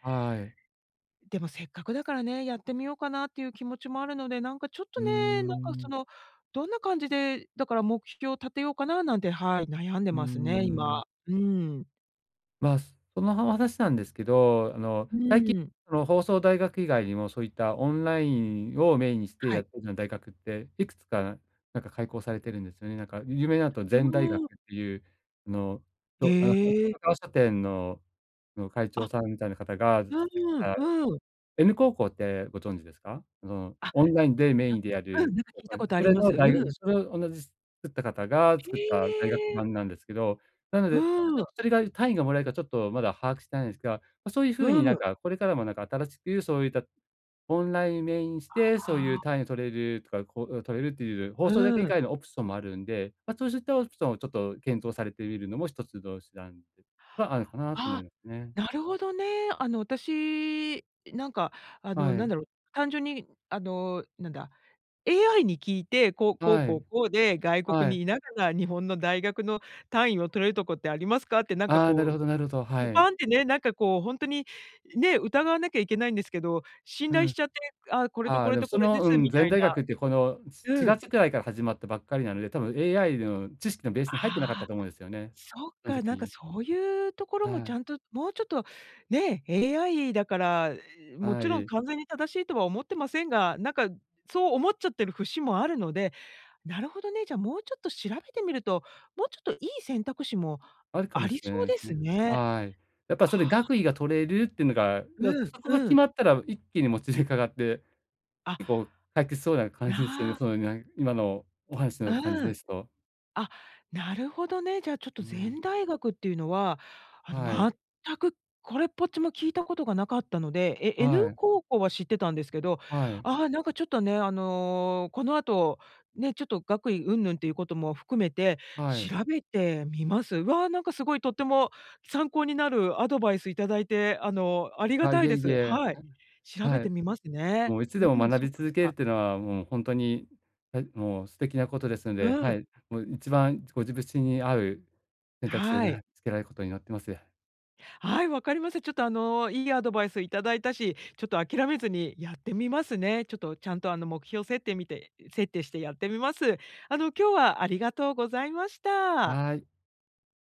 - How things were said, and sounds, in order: unintelligible speech; unintelligible speech; other background noise; in English: "オプション"; in English: "オプション"; in English: "ベース"; laughing while speaking: "もつれかかって"; unintelligible speech; "自身" said as "ごじぶしん"
- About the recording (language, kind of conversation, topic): Japanese, advice, 現実的で達成しやすい目標はどのように設定すればよいですか？